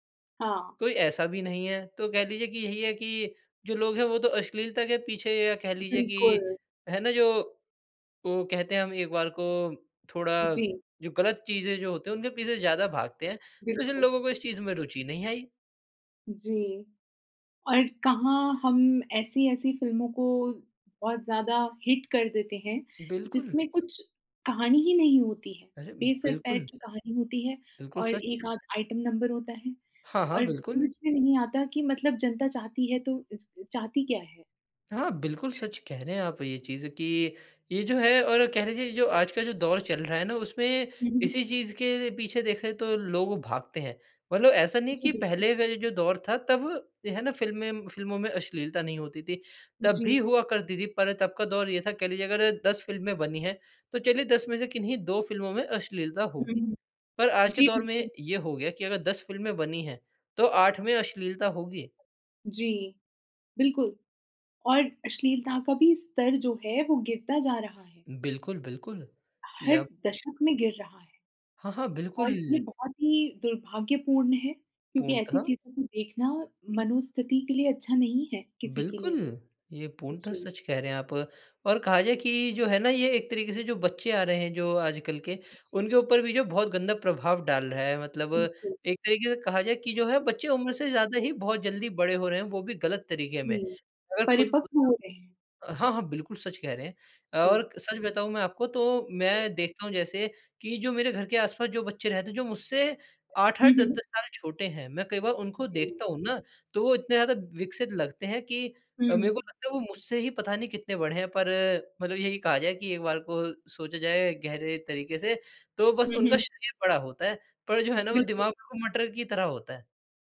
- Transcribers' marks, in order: in English: "हिट"; "आध" said as "आक"; in English: "आइटम नंबर"; other background noise; in English: "फ़िल्में"; unintelligible speech
- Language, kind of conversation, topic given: Hindi, podcast, किस फिल्म के गानों ने आपको सबसे ज़्यादा छुआ है?